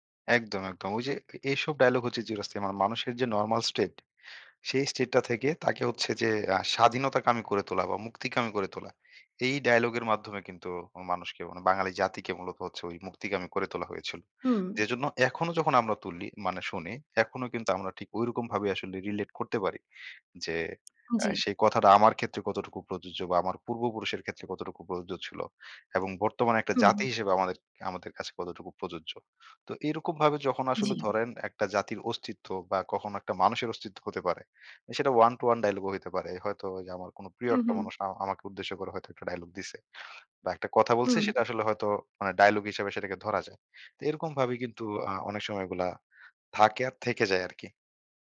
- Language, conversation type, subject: Bengali, podcast, একটি বিখ্যাত সংলাপ কেন চিরস্থায়ী হয়ে যায় বলে আপনি মনে করেন?
- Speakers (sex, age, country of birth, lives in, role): female, 35-39, Bangladesh, Germany, host; male, 25-29, Bangladesh, Bangladesh, guest
- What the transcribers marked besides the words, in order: none